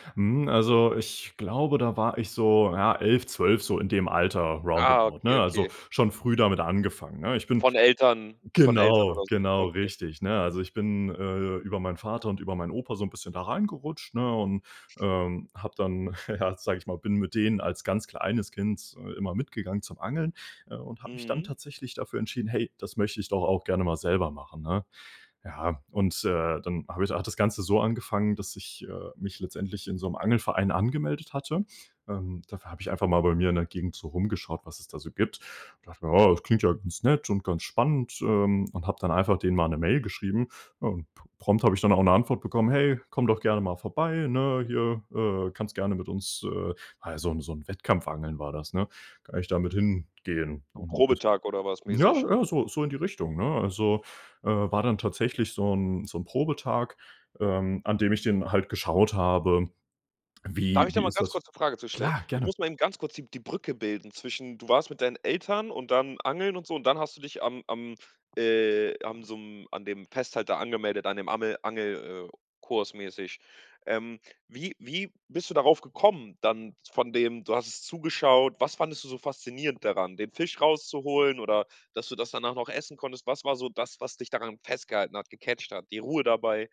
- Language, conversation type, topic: German, podcast, Was ist dein liebstes Hobby?
- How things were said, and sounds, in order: in English: "Roundabout"; laughing while speaking: "ja"; other background noise; in English: "gecatcht"